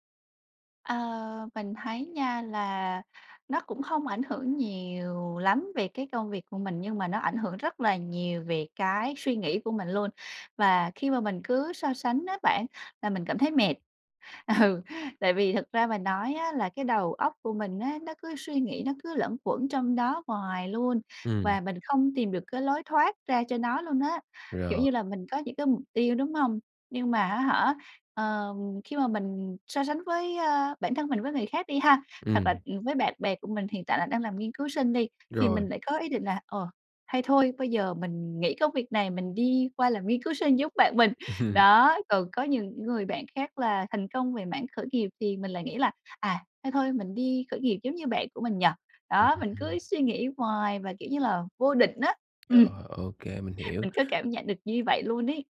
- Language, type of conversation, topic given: Vietnamese, advice, Làm sao để giảm áp lực khi mình hay so sánh bản thân với người khác?
- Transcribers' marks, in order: laughing while speaking: "Ừ"; laugh; unintelligible speech; tapping